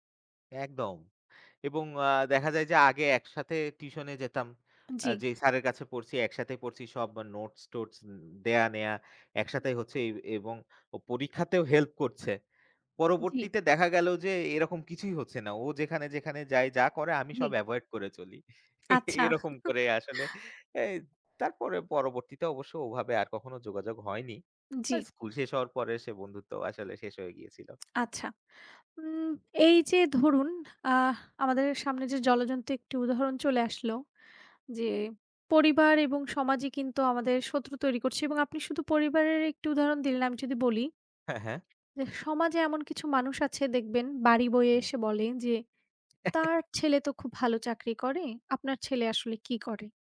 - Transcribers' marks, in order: chuckle; other background noise; laugh; tapping; chuckle
- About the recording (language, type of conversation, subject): Bengali, unstructured, আপনি কি মনে করেন সমাজ মানুষকে নিজের পরিচয় প্রকাশ করতে বাধা দেয়, এবং কেন?